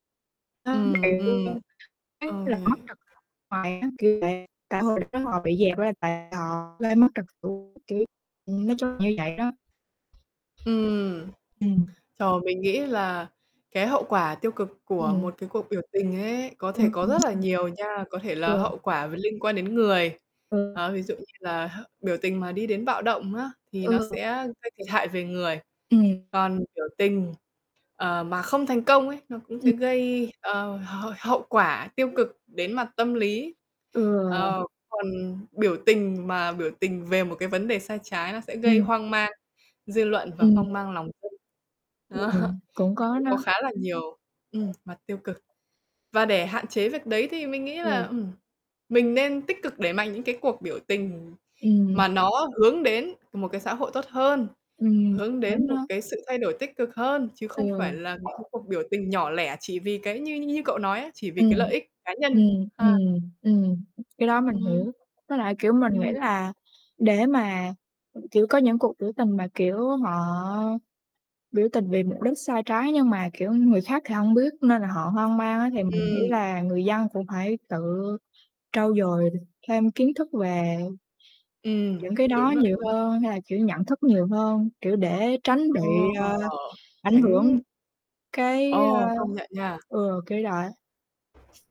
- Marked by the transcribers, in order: static; distorted speech; unintelligible speech; other background noise; unintelligible speech; tapping; laughing while speaking: "Đó"; other noise; "vậy" said as "đọi"
- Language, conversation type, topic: Vietnamese, unstructured, Bạn nghĩ biểu tình có giúp thay đổi xã hội không?